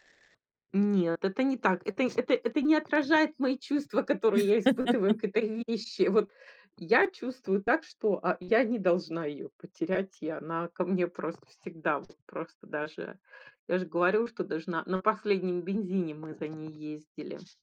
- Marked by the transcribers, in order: tapping; other background noise; laugh
- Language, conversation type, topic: Russian, podcast, Есть ли у тебя любимая вещь, связанная с интересной историей?